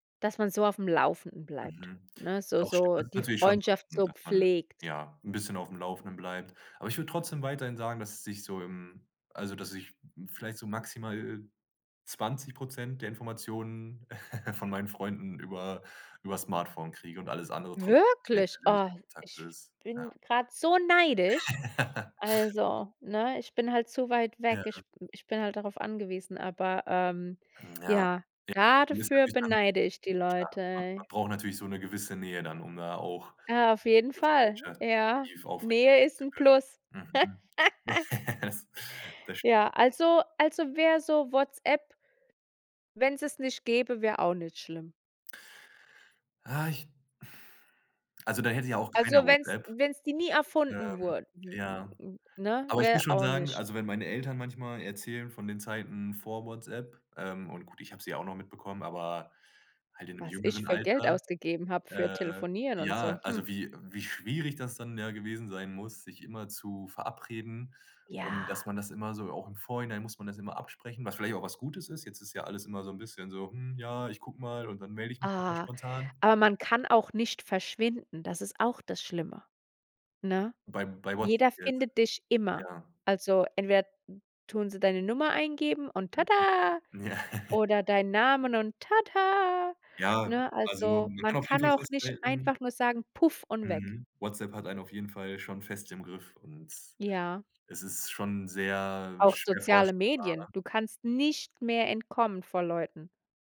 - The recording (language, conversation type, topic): German, podcast, Wie gehst du mit ständigen Smartphone-Ablenkungen um?
- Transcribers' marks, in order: giggle; surprised: "Wirklich?"; stressed: "neidisch"; laugh; unintelligible speech; unintelligible speech; laugh; laughing while speaking: "Das"; put-on voice: "tada"; laughing while speaking: "Ja"; put-on voice: "tada"